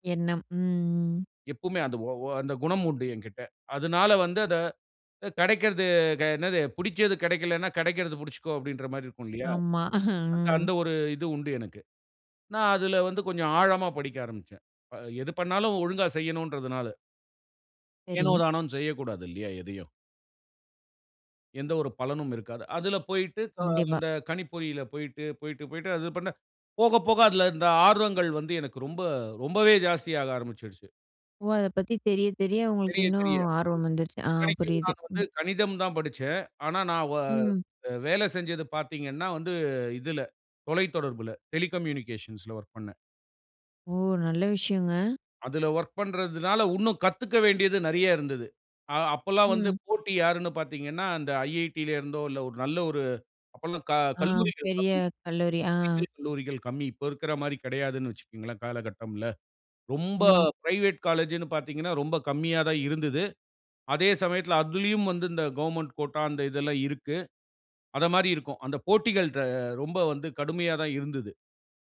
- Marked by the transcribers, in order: chuckle; other noise; in English: "டெலிகம்யூனிகேஷன்ஸ்ல வொர்க்"; in English: "வொர்க்"; in English: "பிரைவேட் காலேஜ்னு"; in English: "கவர்ன்மென்ட் கோட்டா"
- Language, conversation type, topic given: Tamil, podcast, உங்களுக்குப் பிடித்த ஆர்வப்பணி எது, அதைப் பற்றி சொல்லுவீர்களா?